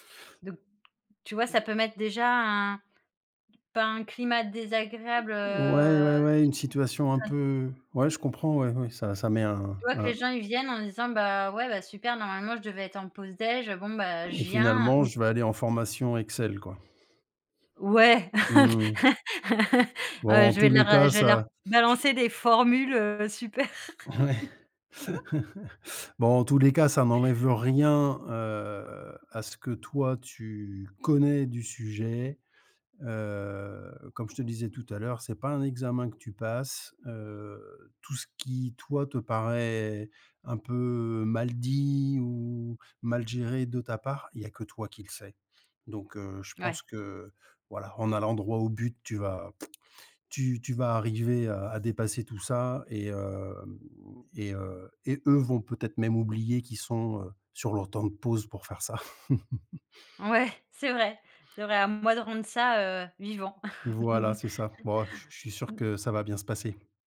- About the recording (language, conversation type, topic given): French, advice, Comment gérez-vous le syndrome de l’imposteur quand vous présentez un projet à des clients ou à des investisseurs ?
- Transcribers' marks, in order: tapping; other background noise; laugh; chuckle; laugh; drawn out: "heu"; stressed: "connais"; drawn out: "heu"; drawn out: "hem"; stressed: "eux"; chuckle; chuckle